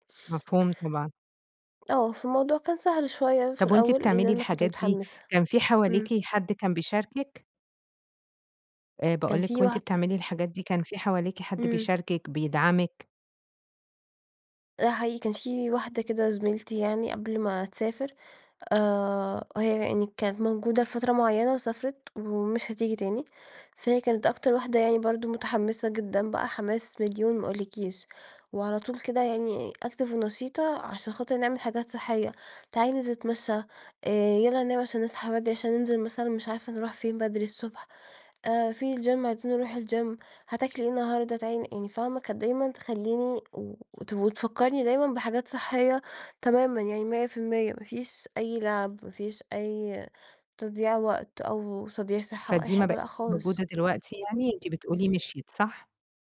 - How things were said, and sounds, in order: tapping; unintelligible speech; in English: "Active"; in English: "الGym"; in English: "الGym"
- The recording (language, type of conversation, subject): Arabic, advice, ليه برجع لعاداتي القديمة بعد ما كنت ماشي على عادات صحية؟